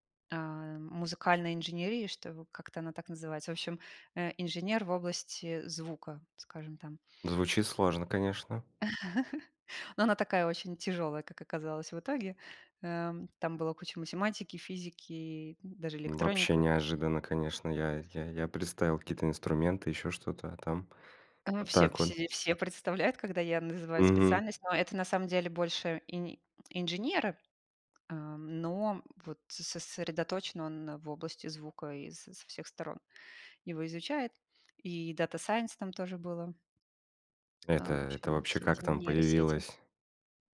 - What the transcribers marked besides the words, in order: chuckle; other background noise; tapping; in English: "Data Science"
- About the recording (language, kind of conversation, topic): Russian, podcast, Что вы выбираете — стабильность или перемены — и почему?